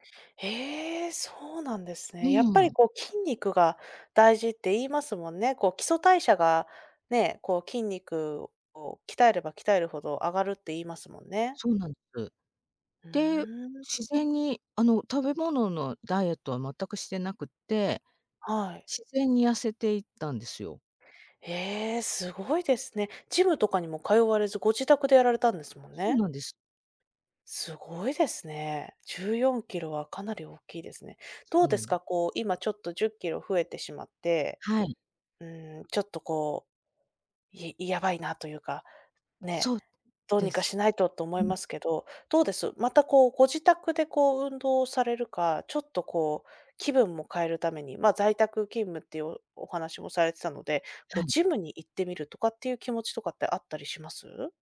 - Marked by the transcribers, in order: none
- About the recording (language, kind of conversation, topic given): Japanese, advice, 健康上の問題や診断を受けた後、生活習慣を見直す必要がある状況を説明していただけますか？